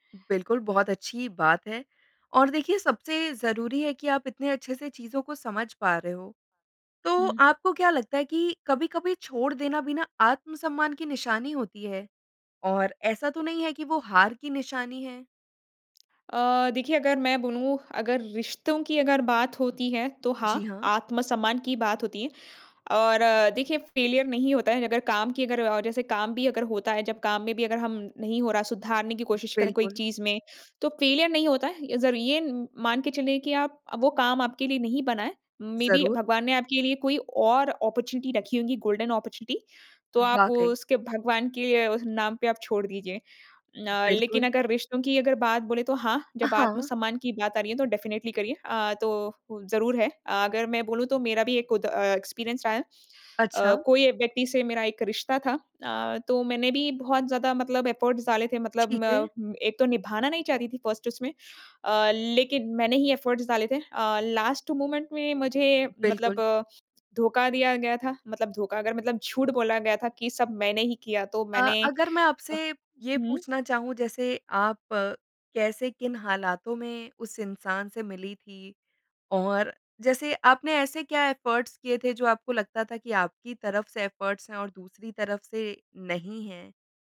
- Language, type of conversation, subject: Hindi, podcast, किसी रिश्ते, काम या स्थिति में आप यह कैसे तय करते हैं कि कब छोड़ देना चाहिए और कब उसे सुधारने की कोशिश करनी चाहिए?
- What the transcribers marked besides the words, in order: tapping; tongue click; in English: "फेलियर"; other background noise; in English: "फेलियर"; in English: "मेबी"; in English: "ओपॉर्चुनिटी"; "अपॉर्चुनिटी" said as "ओपॉर्चुनिटी"; in English: "गोल्डन अपॉर्चुनिटी"; in English: "डेफ़िनिटेली"; in English: "एक्सपीरियंस"; in English: "एफ़र्ट्स"; in English: "फ़र्स्ट"; in English: "एफ़र्ट्स"; in English: "लास्ट मोमेंट"; in English: "एफ़र्ट्स"; in English: "एफ़र्ट्स"